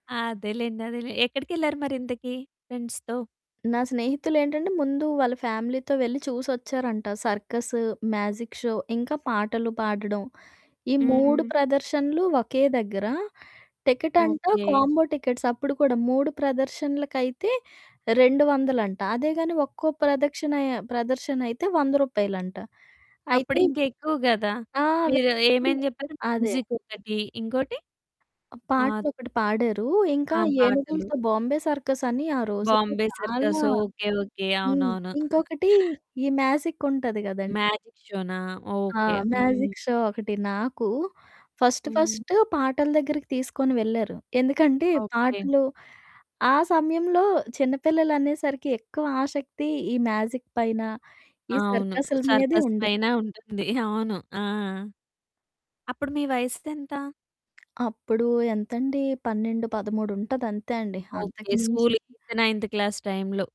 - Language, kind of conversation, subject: Telugu, podcast, మీరు ప్రత్యక్షంగా చూసిన అత్యంత గుర్తుండిపోయే ప్రదర్శన ఏది?
- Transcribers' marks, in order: static; in English: "ఫ్రెండ్స్‌తో?"; in English: "ఫ్యామిలీతో"; in English: "సర్కస్, మ్యాజిక్ షో"; in English: "టికెట్"; in English: "కాంబో టికెట్స్"; unintelligible speech; in English: "మ్యూజిక్"; other background noise; distorted speech; in English: "మ్యాజిక్"; chuckle; in English: "మ్యాజిక్"; in English: "మ్యాజిక్ షో"; in English: "ఫస్ట్ ఫస్ట్"; in English: "మ్యాజిక్"; in English: "సర్కస్"; in English: "ఎయిత్, నైంత్ క్లాస్ టైమ్‌లో?"